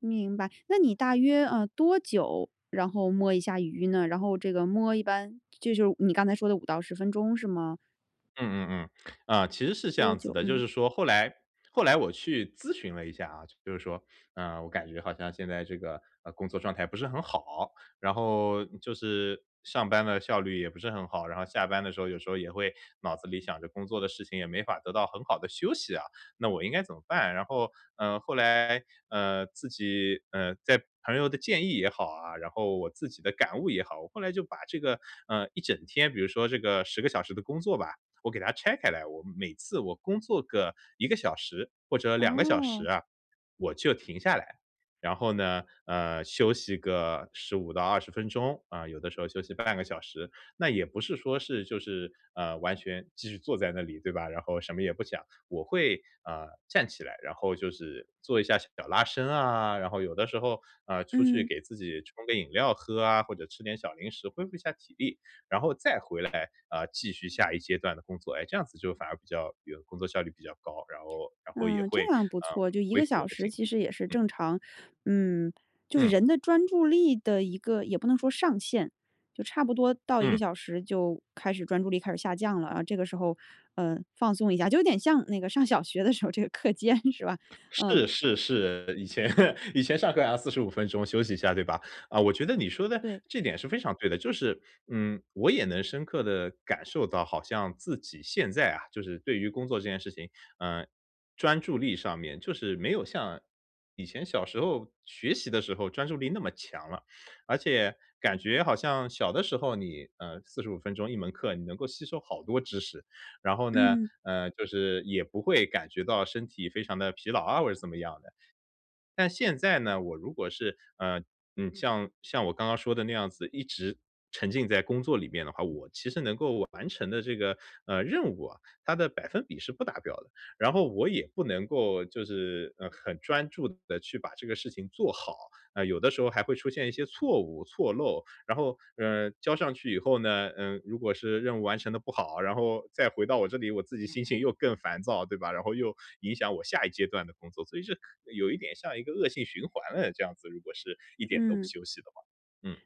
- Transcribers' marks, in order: tapping; laughing while speaking: "上小学的时候这个课间是吧？"; other background noise; laughing while speaking: "以前"
- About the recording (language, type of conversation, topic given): Chinese, podcast, 你觉得短暂的“摸鱼”有助于恢复精力吗？